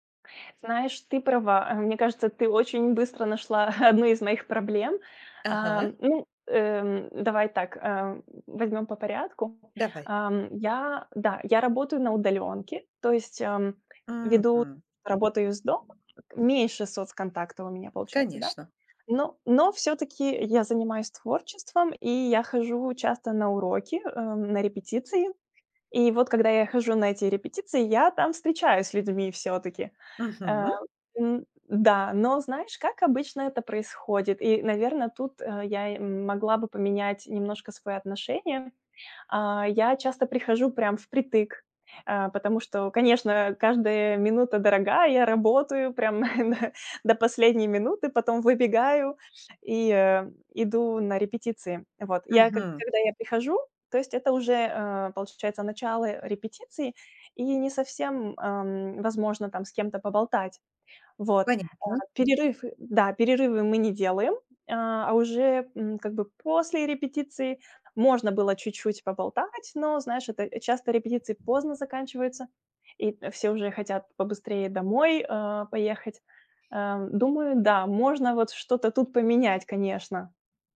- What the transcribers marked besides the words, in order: chuckle; tapping; other background noise; chuckle
- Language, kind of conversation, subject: Russian, advice, Как заводить новые знакомства и развивать отношения, если у меня мало времени и энергии?
- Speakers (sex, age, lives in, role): female, 35-39, France, user; female, 45-49, Spain, advisor